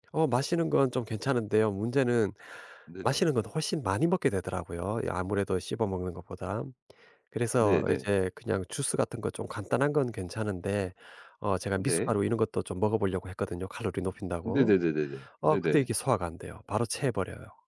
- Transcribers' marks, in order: other background noise
- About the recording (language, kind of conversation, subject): Korean, advice, 입맛이 없어 식사를 거르는 일이 반복되는 이유는 무엇인가요?